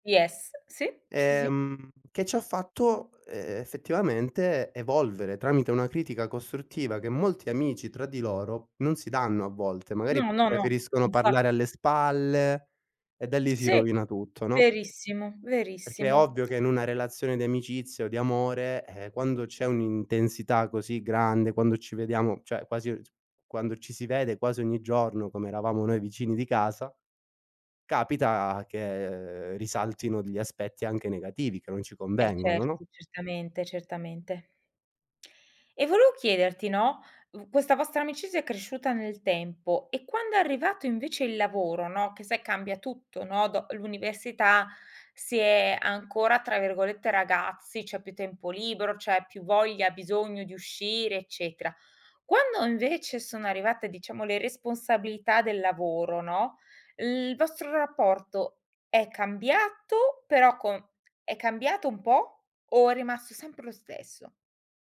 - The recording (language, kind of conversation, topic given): Italian, podcast, Quale amicizia è migliorata con il passare del tempo?
- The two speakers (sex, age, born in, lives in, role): female, 40-44, Italy, Germany, host; male, 25-29, Italy, Romania, guest
- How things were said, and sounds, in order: in English: "Yes"; other background noise; tapping; "cioè" said as "ceh"; drawn out: "che"